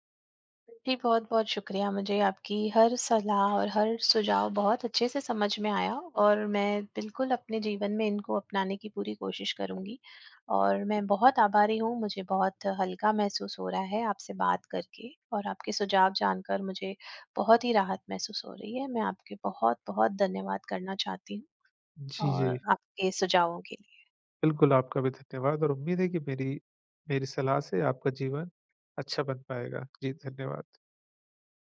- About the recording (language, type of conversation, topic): Hindi, advice, प्रदर्शन में ठहराव के बाद फिर से प्रेरणा कैसे पाएं?
- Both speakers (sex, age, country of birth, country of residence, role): female, 45-49, India, India, user; male, 35-39, India, India, advisor
- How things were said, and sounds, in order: none